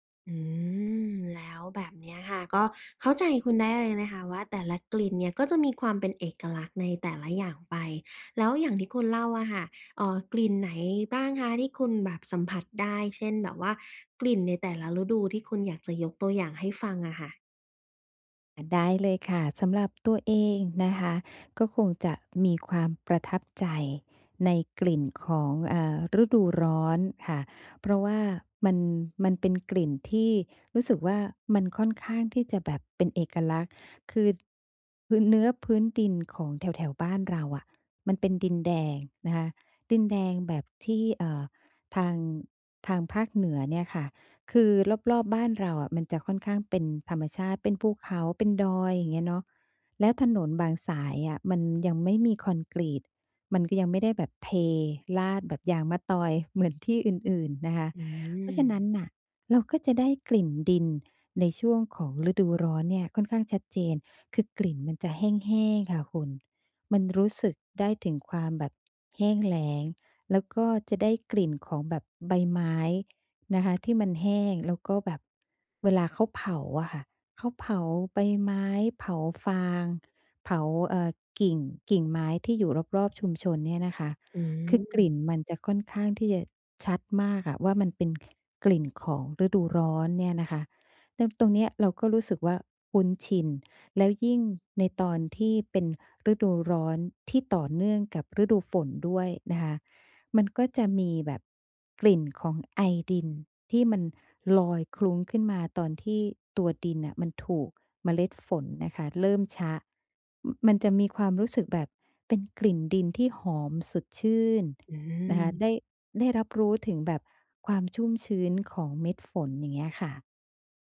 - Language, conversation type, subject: Thai, podcast, รู้สึกอย่างไรกับกลิ่นของแต่ละฤดู เช่น กลิ่นดินหลังฝน?
- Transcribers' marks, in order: "แล้ว" said as "แต๊ว"; other noise